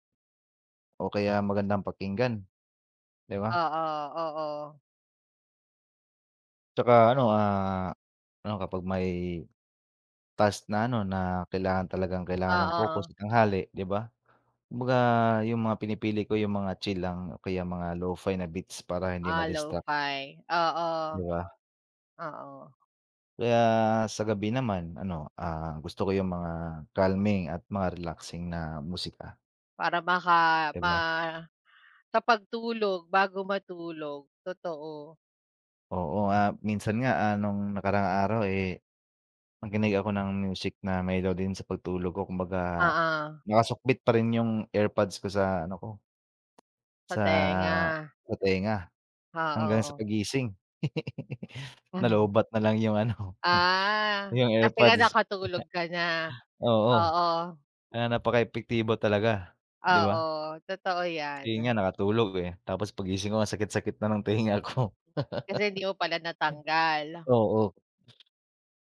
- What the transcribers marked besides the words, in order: other background noise; tapping; chuckle; chuckle; laugh
- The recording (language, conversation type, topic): Filipino, unstructured, Paano nakaaapekto ang musika sa iyong araw-araw na buhay?